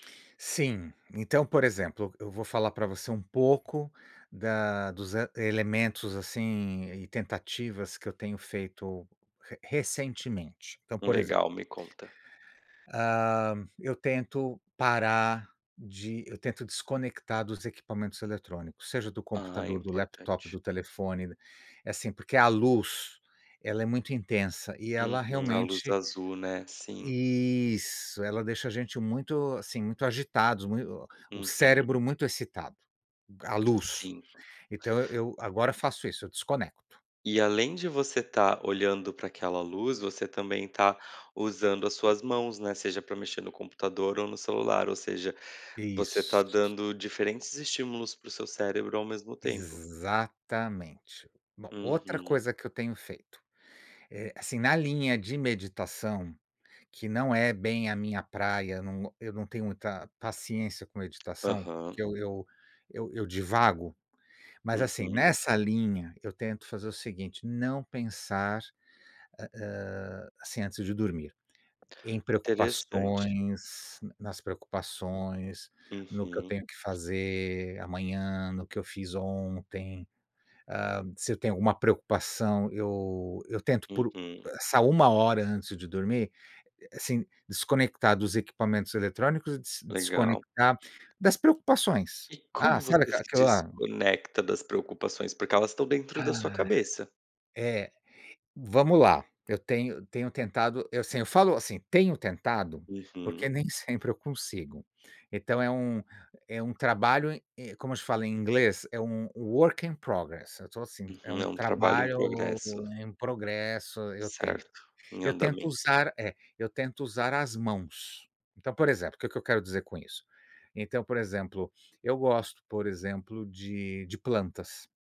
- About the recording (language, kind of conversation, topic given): Portuguese, unstructured, Qual é o seu ambiente ideal para recarregar as energias?
- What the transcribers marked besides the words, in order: tapping; other noise; in English: "work in progress"